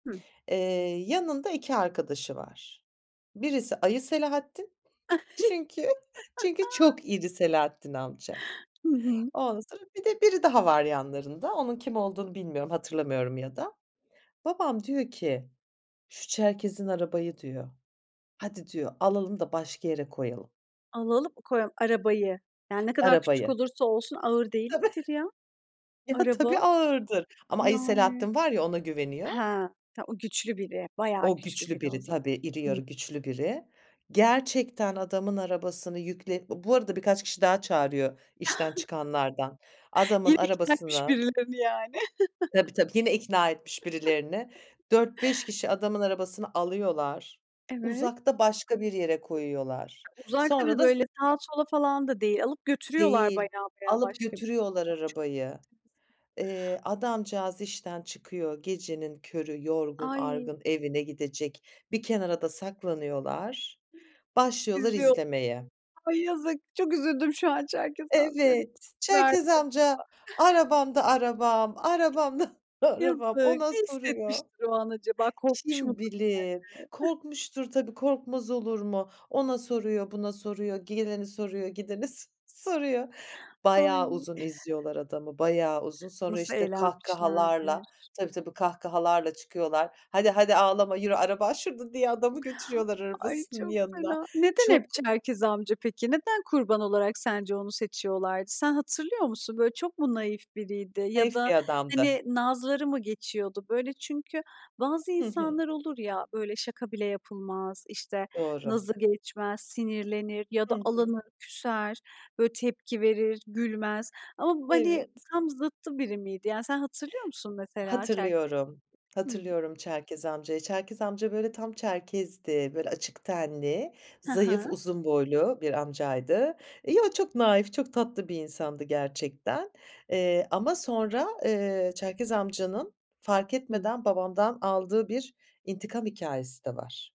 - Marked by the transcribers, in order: laughing while speaking: "çünkü"; chuckle; tapping; chuckle; other background noise; laughing while speaking: "E tabii"; chuckle; unintelligible speech; laughing while speaking: "yani"; chuckle; unintelligible speech; unintelligible speech; chuckle; laughing while speaking: "arabam"; chuckle; laughing while speaking: "s soruyor"; chuckle
- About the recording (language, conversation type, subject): Turkish, podcast, Aile büyüklerinizin anlattığı hikâyelerden birini paylaşır mısınız?